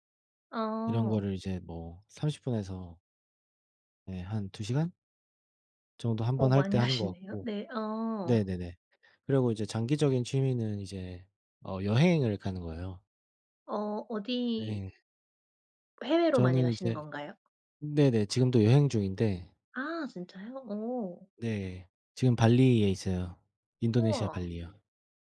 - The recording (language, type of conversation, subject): Korean, unstructured, 취미가 스트레스 해소에 어떻게 도움이 되나요?
- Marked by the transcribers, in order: laughing while speaking: "하시네요"; tapping; other background noise